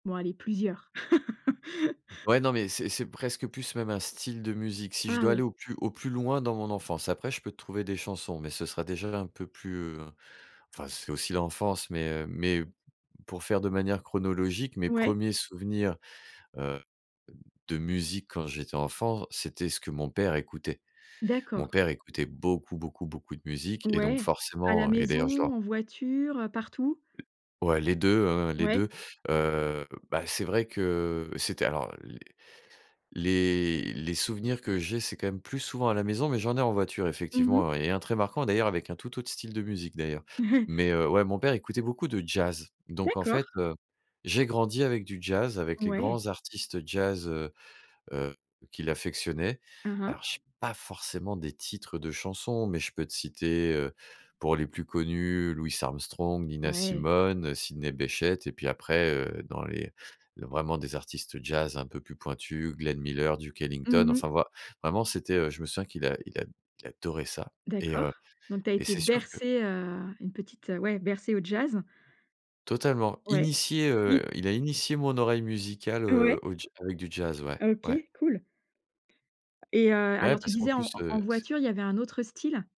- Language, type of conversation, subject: French, podcast, Quelle chanson te ramène tout de suite à ton enfance ?
- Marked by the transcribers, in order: laugh; chuckle; stressed: "adorait"; stressed: "bercé"